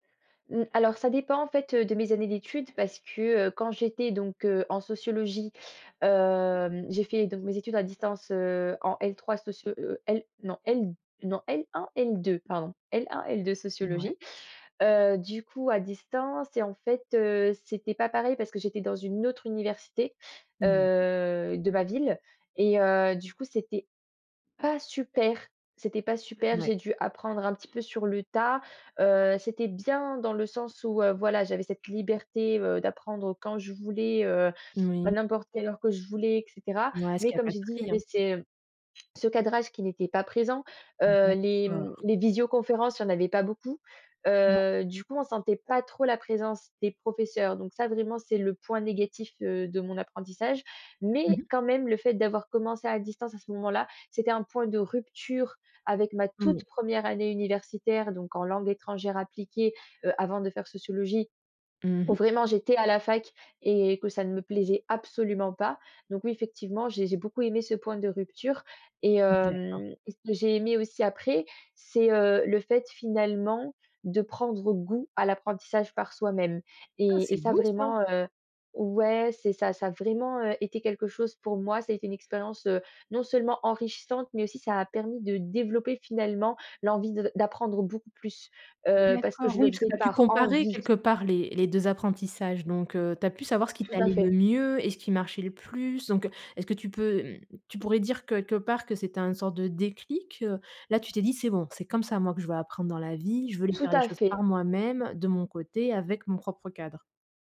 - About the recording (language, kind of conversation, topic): French, podcast, Peux-tu me parler d’une expérience d’apprentissage qui t’a marqué(e) ?
- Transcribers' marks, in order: tapping; drawn out: "heu"; other background noise; stressed: "envie"; stressed: "mieux"; stressed: "plus"; "quelque" said as "queulque"